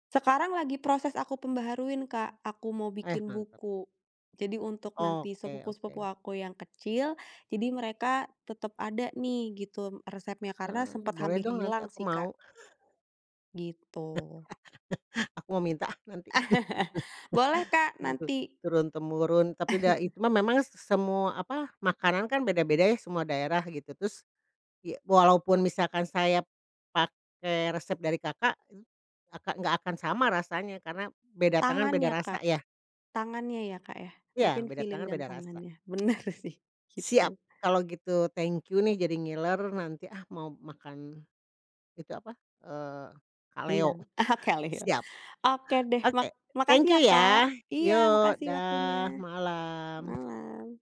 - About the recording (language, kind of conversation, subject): Indonesian, podcast, Bagaimana keluarga kalian menjaga dan mewariskan resep masakan turun-temurun?
- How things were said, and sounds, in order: chuckle; chuckle; in English: "feeling"; laughing while speaking: "Benar sih"; tsk; chuckle; tapping